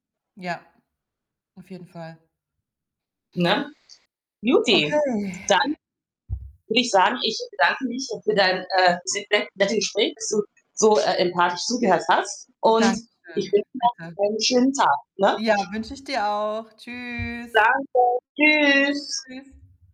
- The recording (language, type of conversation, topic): German, advice, Wie kann ich eine gute Übersicht über meine Konten bekommen und das Sparen automatisch einrichten?
- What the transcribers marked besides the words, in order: distorted speech; other background noise; drawn out: "Okay"; tapping